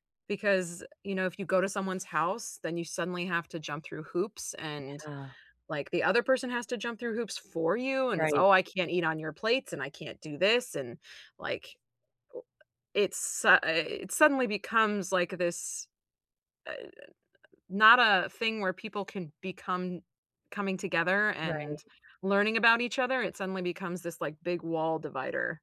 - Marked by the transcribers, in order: tapping
- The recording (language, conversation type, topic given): English, unstructured, How does food connect us to culture?
- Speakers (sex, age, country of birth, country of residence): female, 35-39, United States, United States; female, 45-49, United States, United States